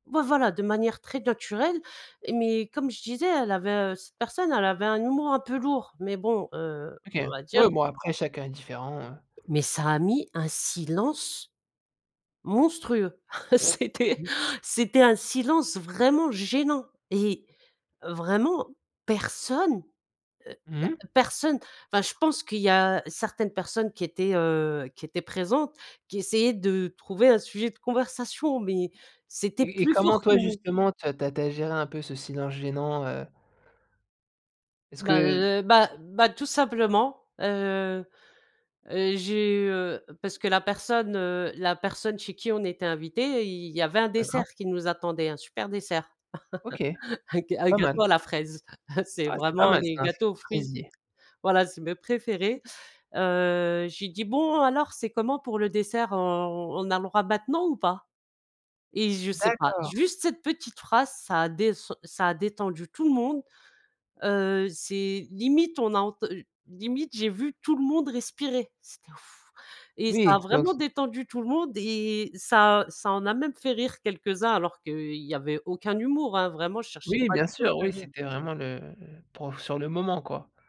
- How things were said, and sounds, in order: "naturelle" said as "daturelle"; chuckle; laughing while speaking: "c'était"; chuckle; blowing
- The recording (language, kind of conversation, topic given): French, podcast, Comment gères-tu les silences gênants en conversation ?